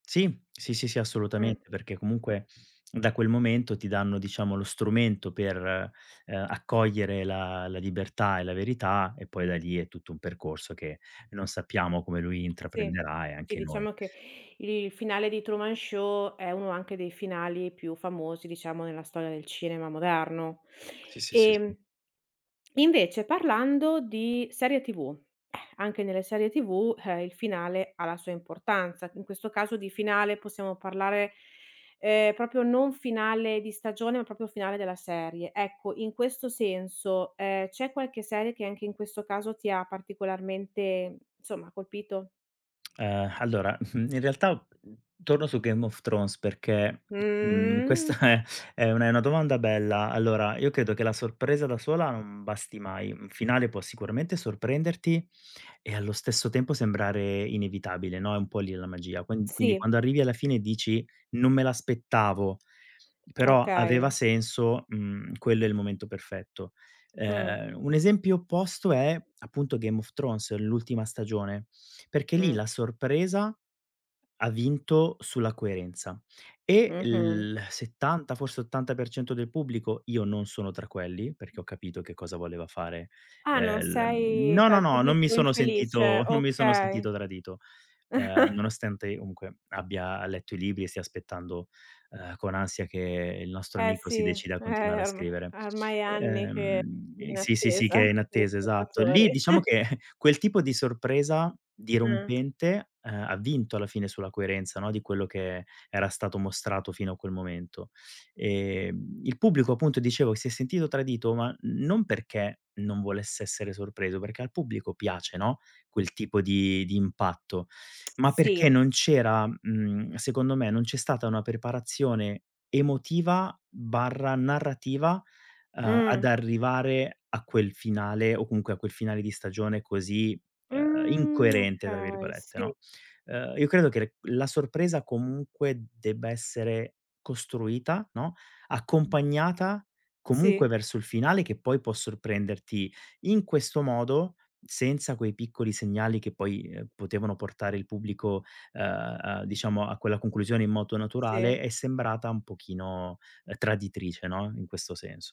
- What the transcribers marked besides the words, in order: other background noise; tapping; "proprio" said as "propio"; "proprio" said as "propio"; chuckle; drawn out: "Mh"; laughing while speaking: "questa"; chuckle; scoff; drawn out: "Mh"
- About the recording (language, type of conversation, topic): Italian, podcast, Che cosa rende un finale davvero soddisfacente per lo spettatore?